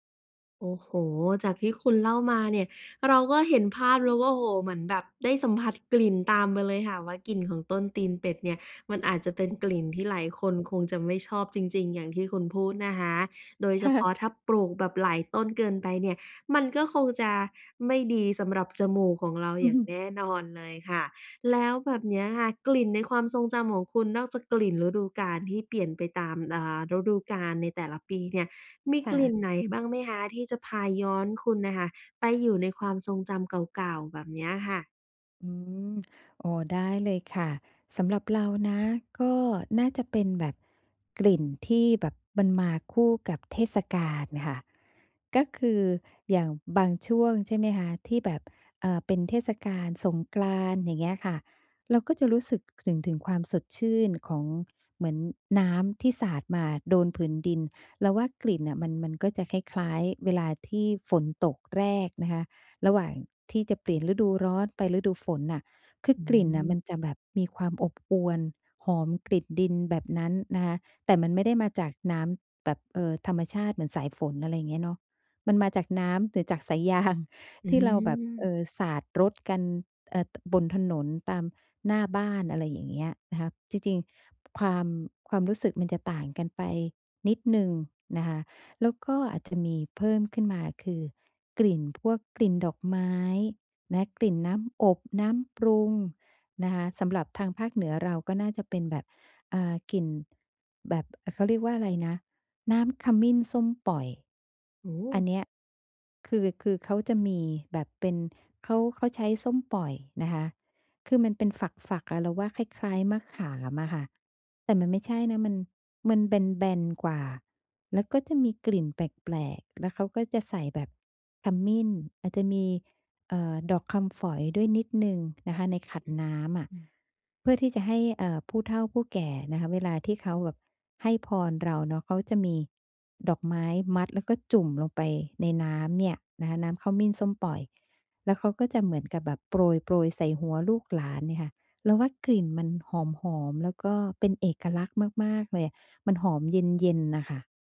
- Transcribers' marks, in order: laughing while speaking: "ค่ะ"; laughing while speaking: "อือ"; lip smack; laughing while speaking: "สายยาง"; other background noise
- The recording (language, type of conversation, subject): Thai, podcast, รู้สึกอย่างไรกับกลิ่นของแต่ละฤดู เช่น กลิ่นดินหลังฝน?